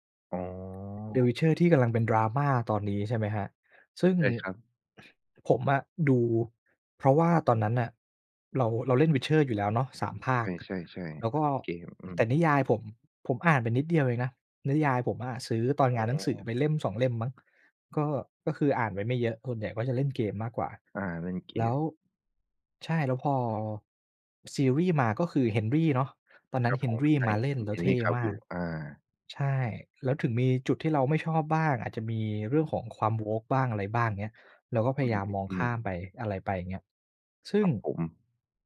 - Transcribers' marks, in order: in English: "Woke"
- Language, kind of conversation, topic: Thai, podcast, ทำไมคนถึงชอบคิดทฤษฎีของแฟนๆ และถกกันเรื่องหนัง?